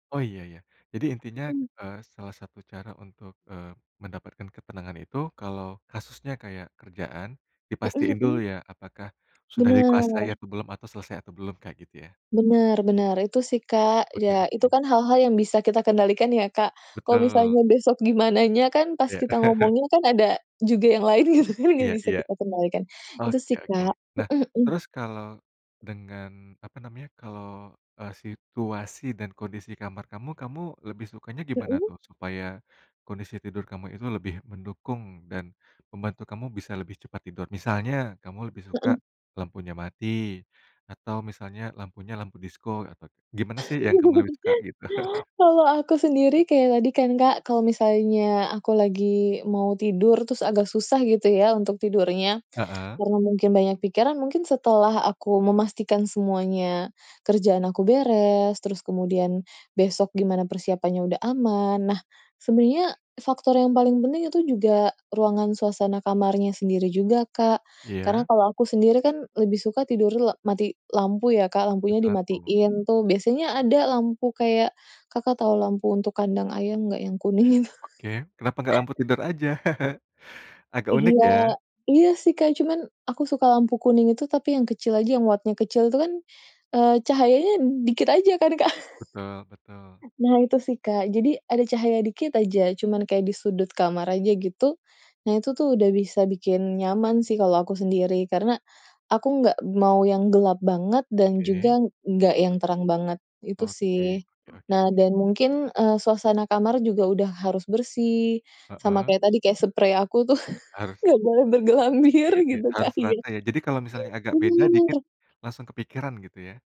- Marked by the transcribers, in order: other background noise; chuckle; laughing while speaking: "gitu, kan"; laugh; chuckle; laugh; chuckle; chuckle; laugh; laughing while speaking: "gak boleh bergelambir gitu kali, ya"
- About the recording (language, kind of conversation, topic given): Indonesian, podcast, Apa yang kamu lakukan kalau susah tidur karena pikiran nggak tenang?